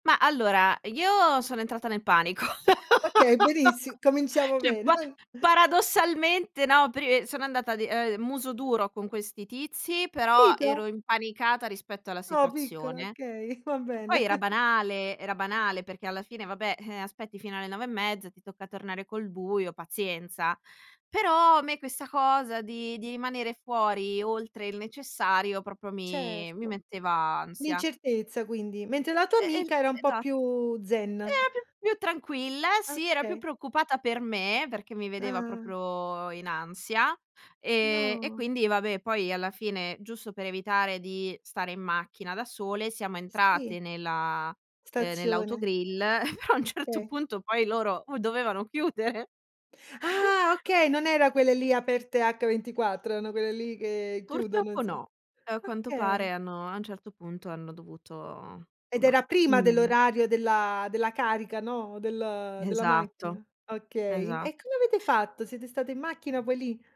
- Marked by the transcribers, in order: laughing while speaking: "panico"; laugh; "Cioè" said as "ceh"; chuckle; "Capito" said as "pito"; chuckle; "proprio" said as "propro"; other background noise; chuckle; laughing while speaking: "però"; laughing while speaking: "chiudere"; chuckle; "somma" said as "omma"
- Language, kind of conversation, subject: Italian, podcast, Raccontami di quando il GPS ti ha tradito: cosa hai fatto?